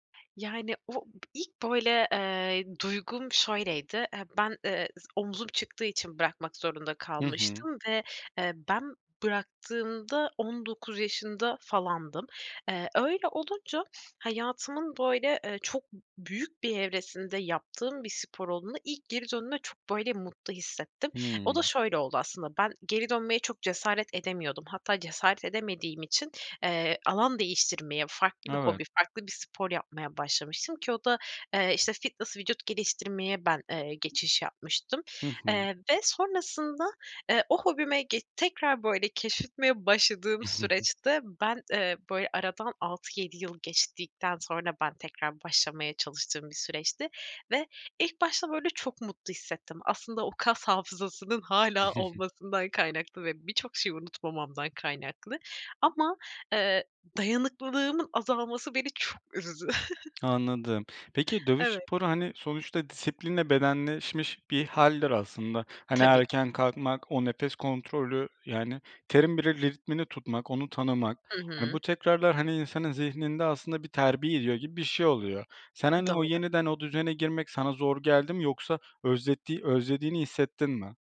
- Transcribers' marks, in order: other background noise; sniff; tapping; chuckle; chuckle; chuckle; lip smack
- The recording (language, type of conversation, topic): Turkish, podcast, Eski bir hobinizi yeniden keşfetmeye nasıl başladınız, hikâyeniz nedir?